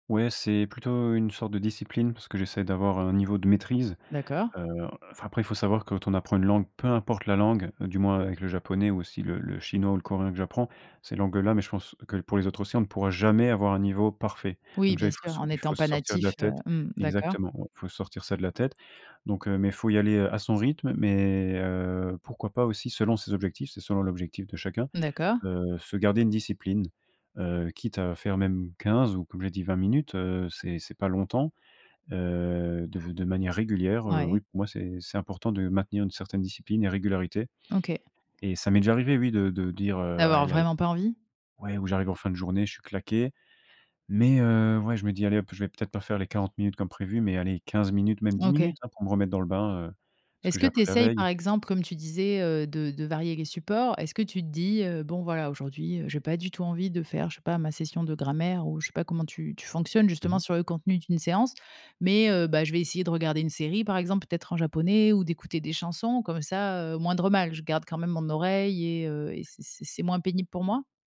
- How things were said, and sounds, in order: tapping
- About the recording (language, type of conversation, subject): French, podcast, Comment apprendre une langue sans perdre la motivation ?